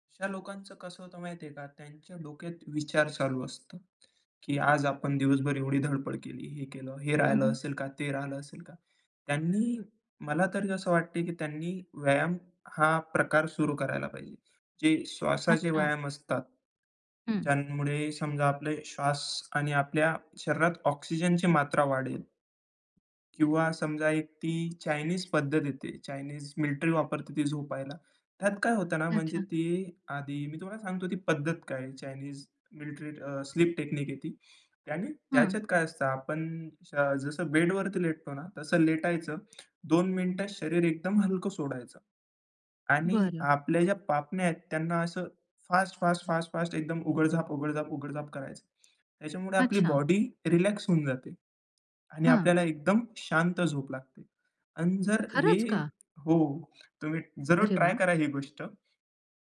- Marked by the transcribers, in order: in English: "ऑक्सिजनची"; in English: "मिलिटरी"; in English: "मिलिट्री"; in English: "स्लीप टेकनीक"; in English: "बेडवरती"; in English: "फास्ट-फास्ट-फास्ट-फास्ट"; in English: "बॉडी रिलॅक्स"
- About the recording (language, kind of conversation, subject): Marathi, podcast, चांगली झोप मिळावी म्हणून तुम्ही काय करता?